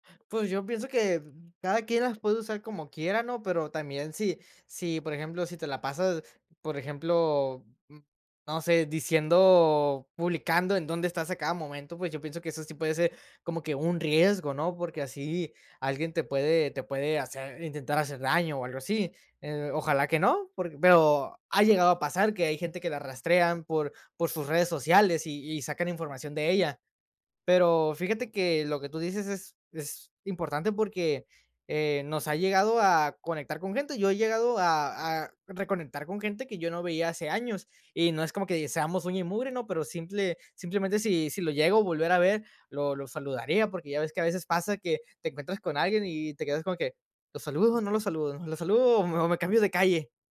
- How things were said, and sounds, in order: other noise
- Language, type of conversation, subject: Spanish, podcast, ¿En qué momentos te desconectas de las redes sociales y por qué?